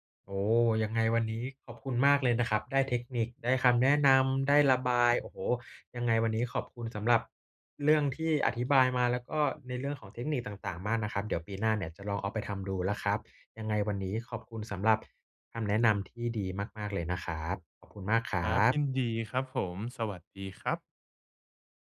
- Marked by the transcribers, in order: none
- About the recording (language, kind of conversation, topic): Thai, advice, ฉันจะเริ่มสร้างนิสัยและติดตามความก้าวหน้าในแต่ละวันอย่างไรให้ทำได้ต่อเนื่อง?